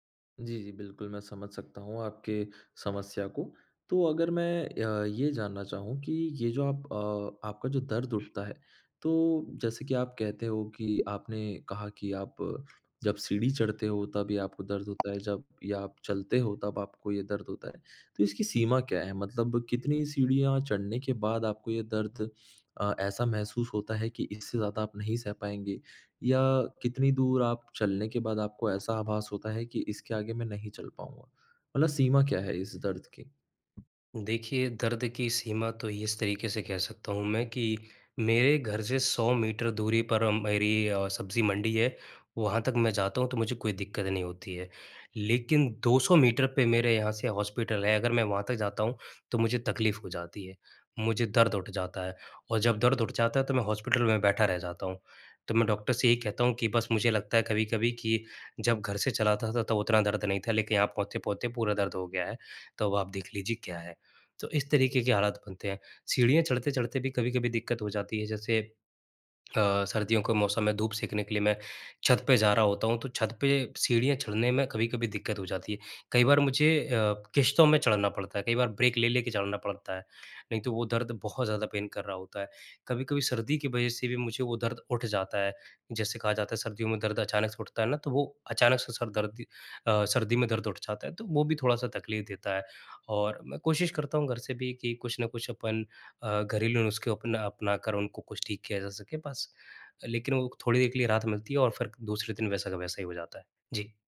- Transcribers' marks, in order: in English: "ब्रेक"; in English: "पेन"
- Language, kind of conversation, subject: Hindi, advice, पुरानी चोट के बाद फिर से व्यायाम शुरू करने में डर क्यों लगता है और इसे कैसे दूर करें?